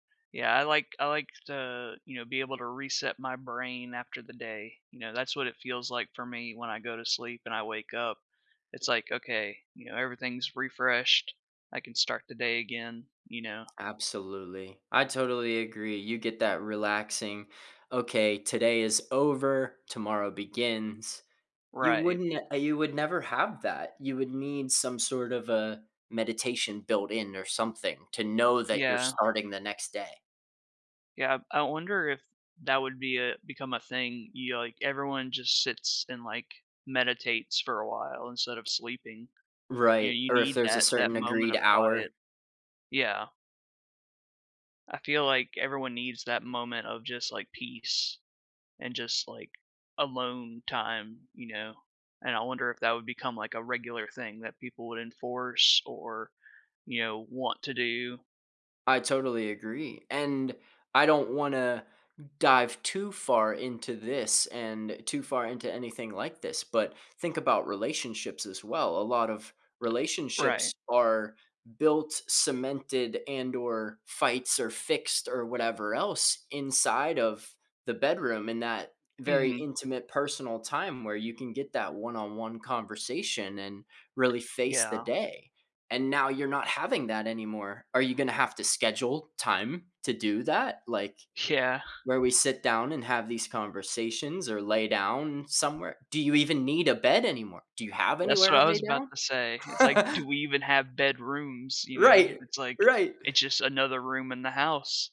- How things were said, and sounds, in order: tapping; other background noise; laugh
- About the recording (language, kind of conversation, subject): English, unstructured, How would you prioritize your day without needing to sleep?